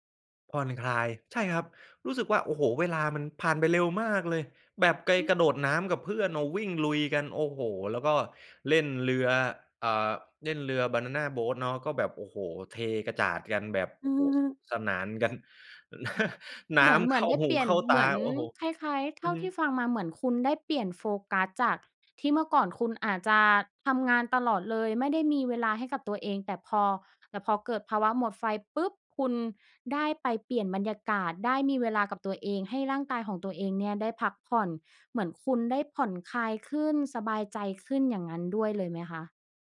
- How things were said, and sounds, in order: laughing while speaking: "นะ"
- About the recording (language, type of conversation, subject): Thai, podcast, เวลารู้สึกหมดไฟ คุณมีวิธีดูแลตัวเองอย่างไรบ้าง?